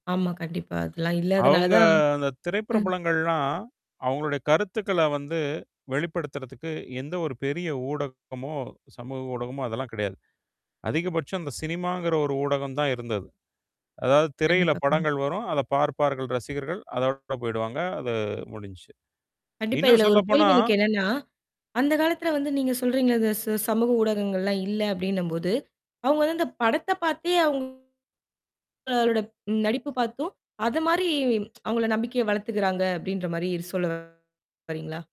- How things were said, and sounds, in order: other noise; distorted speech; unintelligible speech; tsk
- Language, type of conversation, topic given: Tamil, podcast, பிரபலங்களின் வாழ்க்கை சமூக நம்பிக்கைகளை மாற்ற வேண்டுமா?